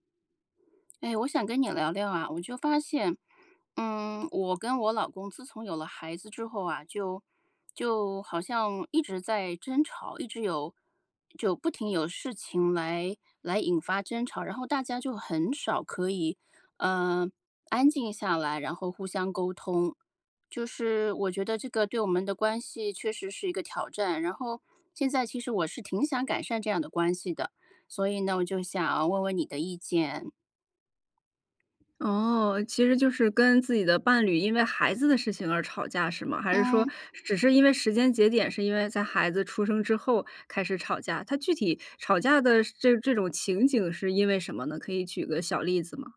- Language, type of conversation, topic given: Chinese, advice, 我们该如何处理因疲劳和情绪引发的争执与隔阂？
- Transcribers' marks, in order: none